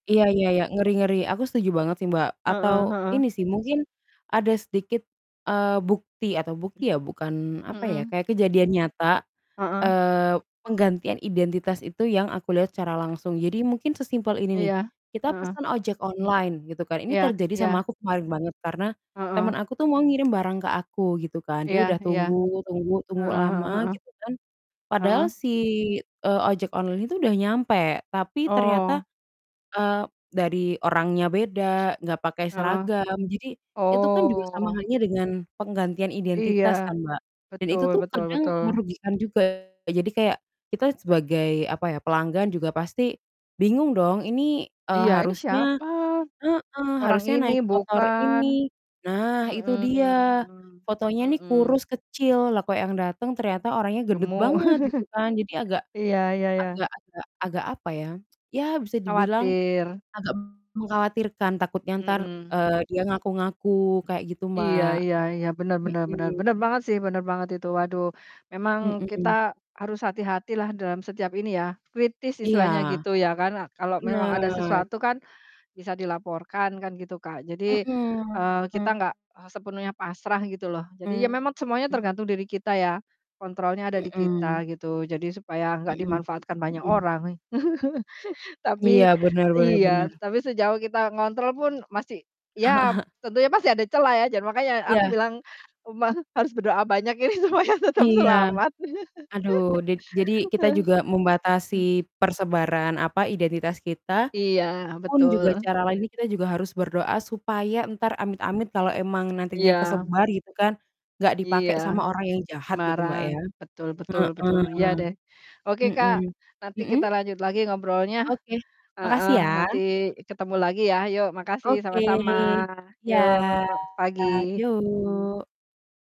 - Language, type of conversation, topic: Indonesian, unstructured, Apa pendapatmu tentang privasi di era digital saat ini?
- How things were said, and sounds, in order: other background noise; tapping; distorted speech; chuckle; "memang" said as "memat"; chuckle; chuckle; laughing while speaking: "umang"; laughing while speaking: "ini supaya tetap selamat"; laugh